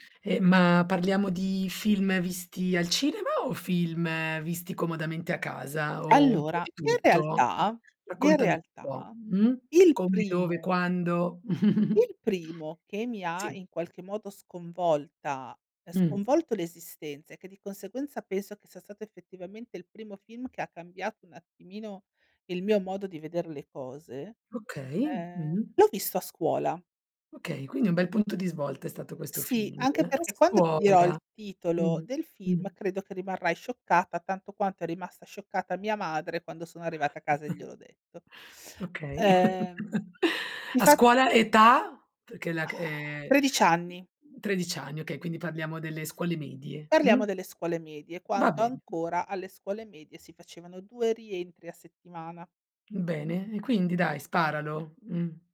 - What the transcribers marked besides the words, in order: other background noise; chuckle; surprised: "A scuola"; chuckle; teeth sucking; sigh
- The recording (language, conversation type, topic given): Italian, podcast, Qual è un film che ti ha cambiato e che cosa ti ha colpito davvero?